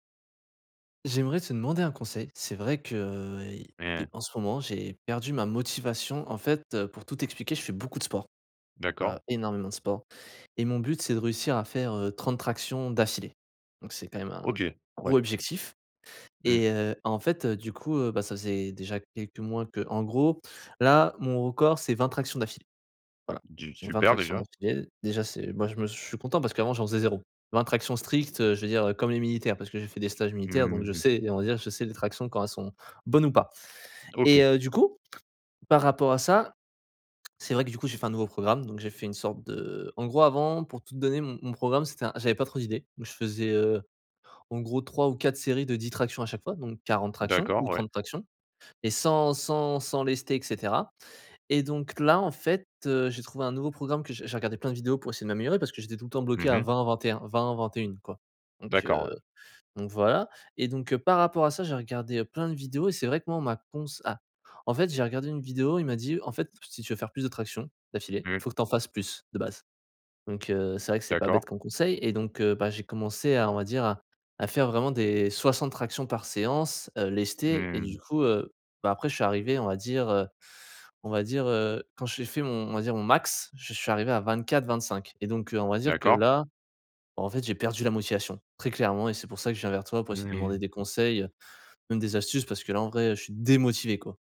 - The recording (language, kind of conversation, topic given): French, advice, Comment retrouver la motivation après un échec récent ?
- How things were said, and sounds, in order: stressed: "max"; tapping; stressed: "démotivé"